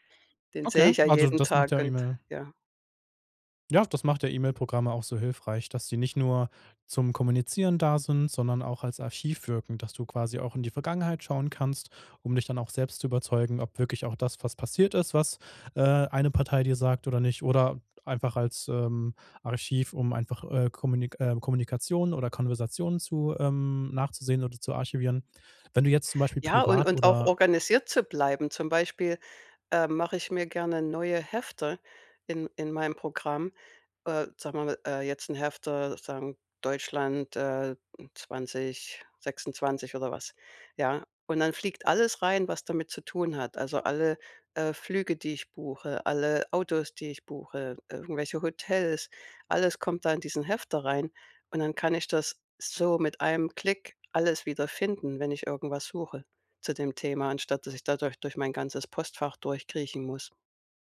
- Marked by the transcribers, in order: none
- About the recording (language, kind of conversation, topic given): German, podcast, Wie hältst du dein E-Mail-Postfach dauerhaft aufgeräumt?